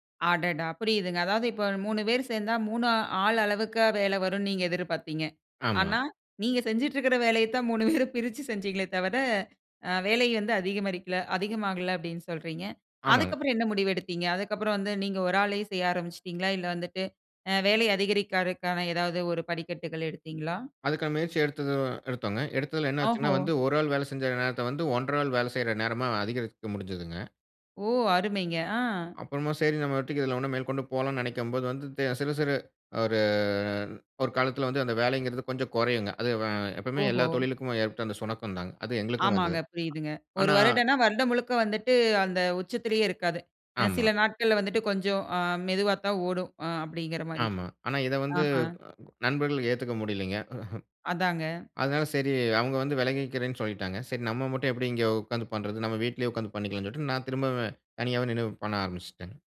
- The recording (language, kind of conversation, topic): Tamil, podcast, தொடக்கத்தில் சிறிய வெற்றிகளா அல்லது பெரிய இலக்கை உடனடி பலனின்றி தொடர்ந்து நாடுவதா—இவற்றில் எது முழுமையான தீவிரக் கவன நிலையை அதிகம் தூண்டும்?
- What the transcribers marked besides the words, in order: "அதிகமாகல-" said as "அதிகமரிக்கல"; "அதிகரிக்கிறதுக்கான" said as "அதிகரிக்கறுக்கான"; chuckle